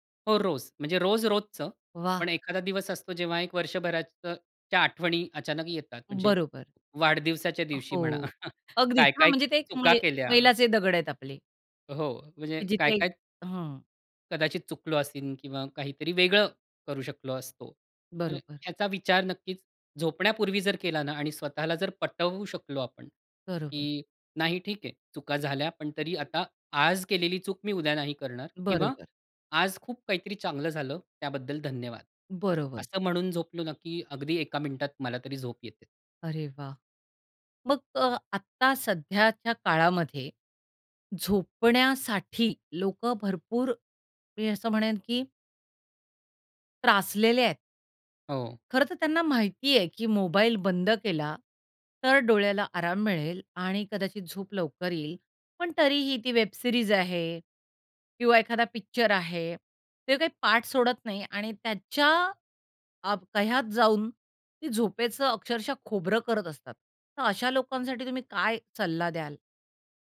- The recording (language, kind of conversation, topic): Marathi, podcast, रात्री झोपायला जाण्यापूर्वी तुम्ही काय करता?
- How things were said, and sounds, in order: chuckle; other background noise; bird; in English: "वेब सीरीज"